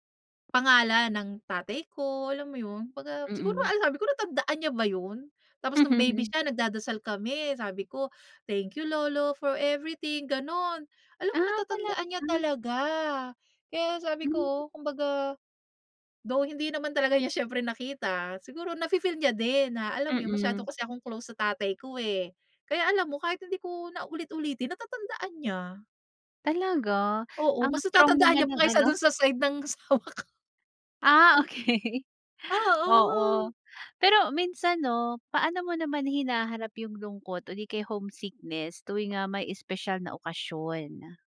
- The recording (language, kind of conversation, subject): Filipino, podcast, Paano mo napapanatili ang mga tradisyon ng pamilya kapag nasa ibang bansa ka?
- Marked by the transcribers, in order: laugh; laughing while speaking: "asawa ko"; tapping